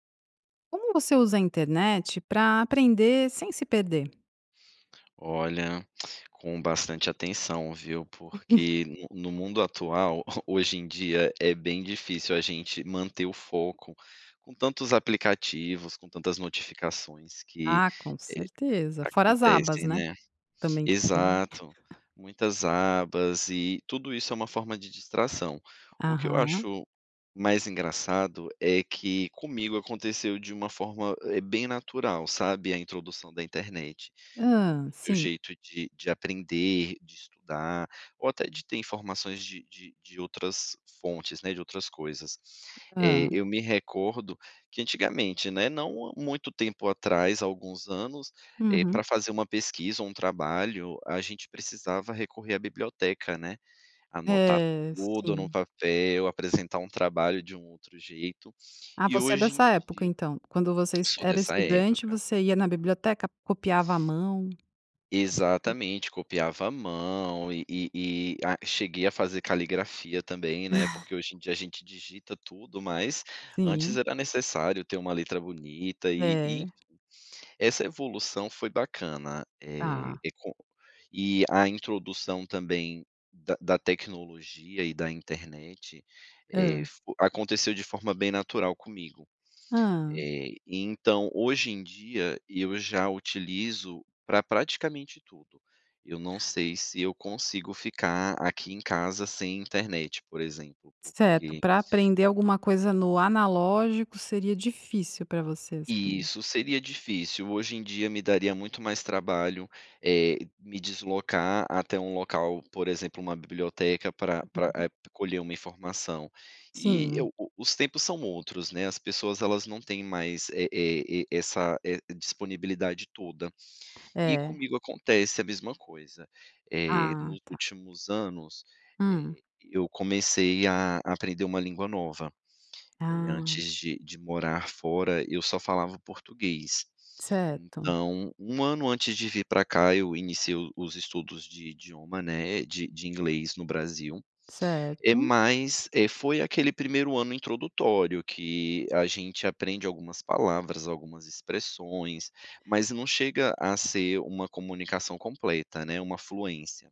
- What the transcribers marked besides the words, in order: other noise; chuckle; chuckle; chuckle; unintelligible speech
- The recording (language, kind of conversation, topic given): Portuguese, podcast, Como você usa a internet para aprender sem se perder?